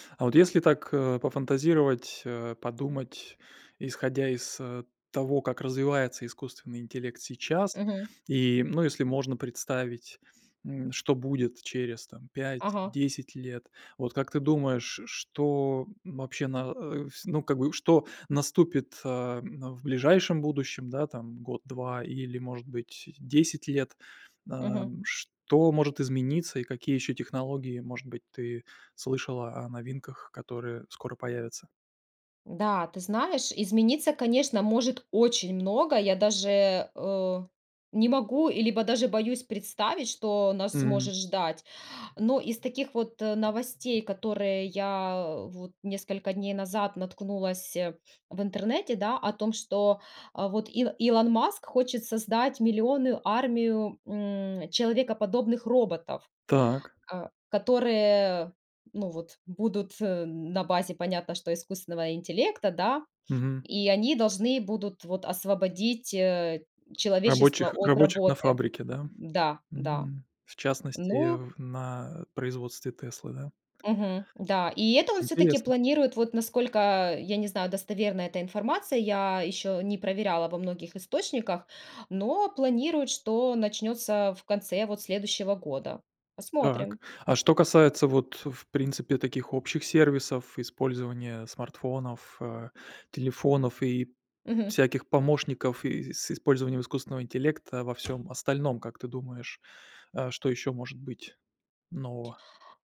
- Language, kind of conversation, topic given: Russian, podcast, Как вы относитесь к использованию ИИ в быту?
- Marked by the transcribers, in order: other background noise; tapping